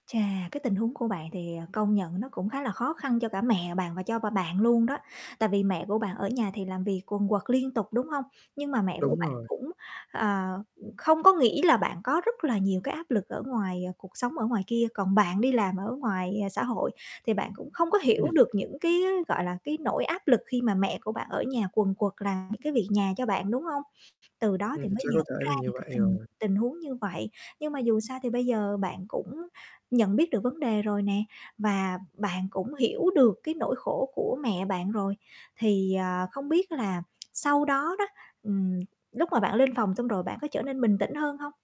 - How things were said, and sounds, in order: tapping; distorted speech; unintelligible speech; other background noise; static
- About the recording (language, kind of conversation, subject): Vietnamese, advice, Bạn có thể kể về một lần bạn bộc phát cơn giận rồi sau đó cảm thấy hối hận không?